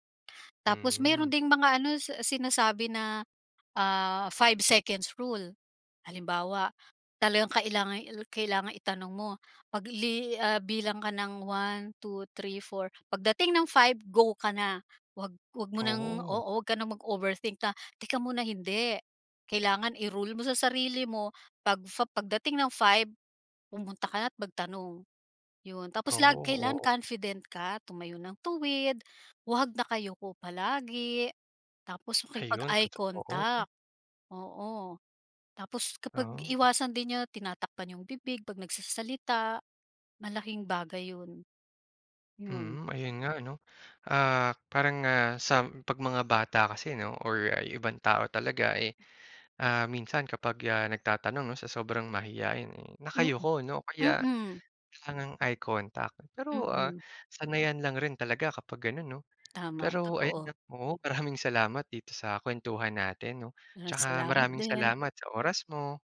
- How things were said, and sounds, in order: tapping; other background noise
- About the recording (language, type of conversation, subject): Filipino, podcast, Paano mo nalalabanan ang hiya kapag lalapit ka sa ibang tao?